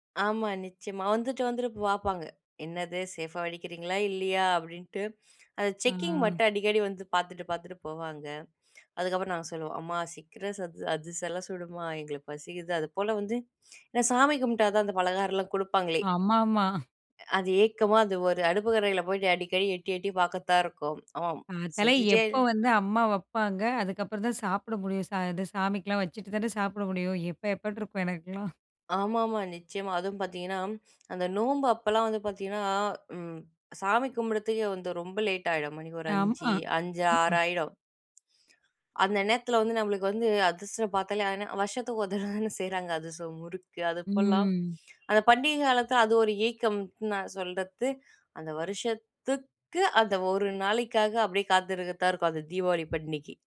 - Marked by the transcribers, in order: drawn out: "அ"; other background noise; chuckle; drawn out: "ம்"; horn
- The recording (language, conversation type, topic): Tamil, podcast, பண்டிகைகள் அன்பை வெளிப்படுத்த உதவுகிறதா?